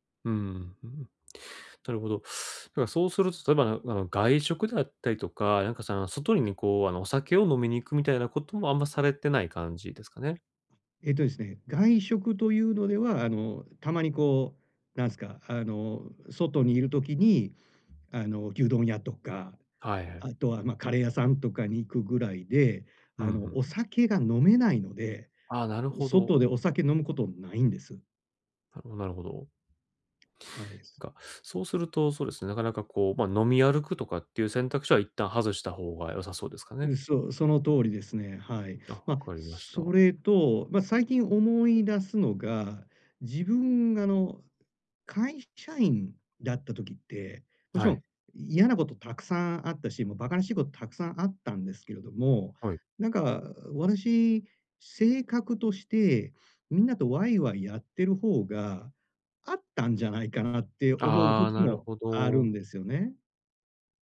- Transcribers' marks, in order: other background noise
- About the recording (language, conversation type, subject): Japanese, advice, 記念日や何かのきっかけで湧いてくる喪失感や満たされない期待に、穏やかに対処するにはどうすればよいですか？